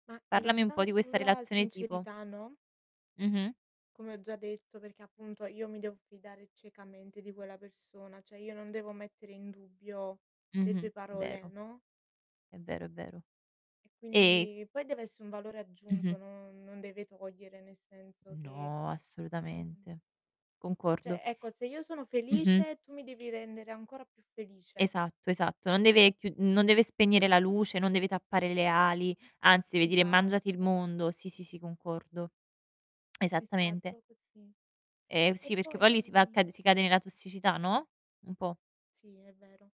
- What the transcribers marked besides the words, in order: distorted speech; "cioè" said as "ceh"; drawn out: "Quindi"; drawn out: "No"; "Cioè" said as "ceh"; tongue click
- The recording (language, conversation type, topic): Italian, unstructured, Come si costruisce la fiducia tra due persone?